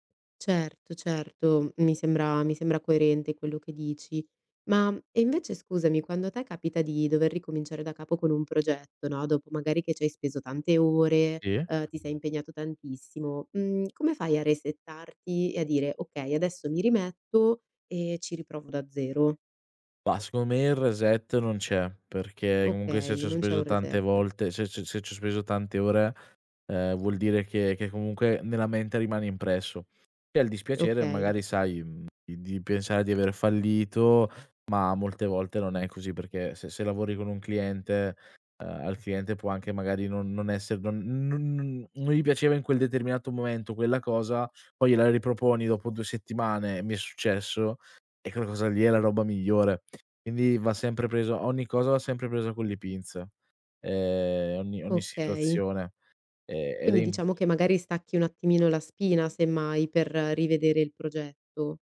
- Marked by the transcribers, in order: in English: "resettarti"; in English: "reset"; in English: "reset"; other background noise
- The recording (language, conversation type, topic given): Italian, podcast, Qual è il primo passo che consiglieresti a chi vuole ricominciare?